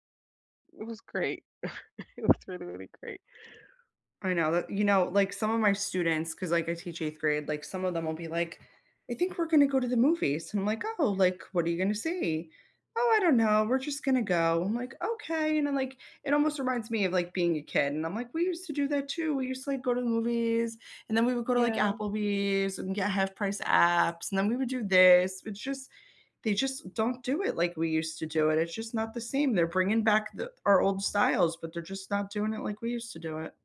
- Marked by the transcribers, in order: chuckle
- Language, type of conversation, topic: English, unstructured, What are your go-to theater-going hacks—from the best seats and budget snacks to pre-show rituals?
- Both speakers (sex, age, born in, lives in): female, 35-39, United States, United States; female, 35-39, United States, United States